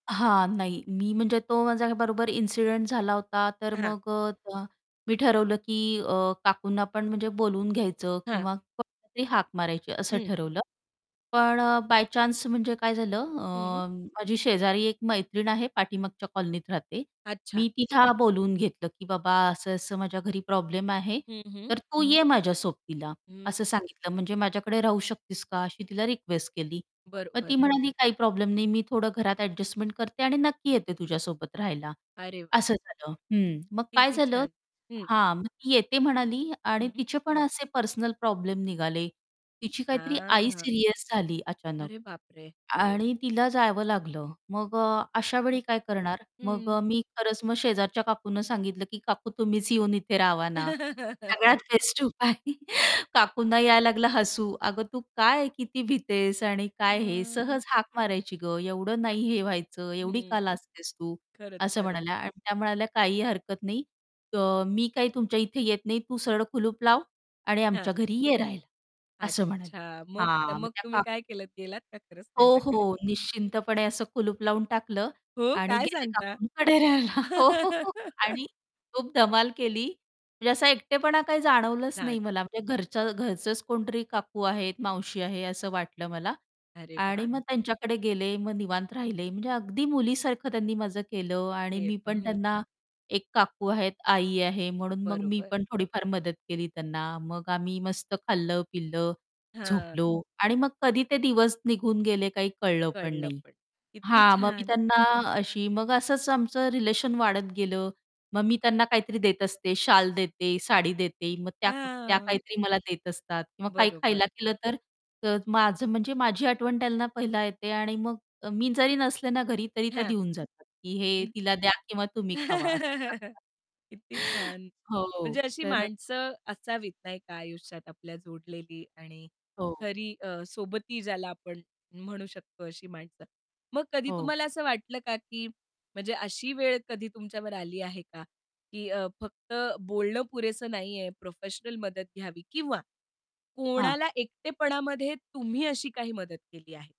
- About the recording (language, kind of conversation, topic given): Marathi, podcast, एकटेपणा जाणवला की तुम्ही काय करता आणि कुणाशी बोलता का?
- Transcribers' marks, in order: distorted speech; background speech; laugh; laughing while speaking: "बेस्ट उपाय"; chuckle; tapping; joyful: "हो. काय सांगता?"; laughing while speaking: "राहायला. हो, हो, हो. आणि खूप धमाल केली"; laugh; unintelligible speech; laugh; static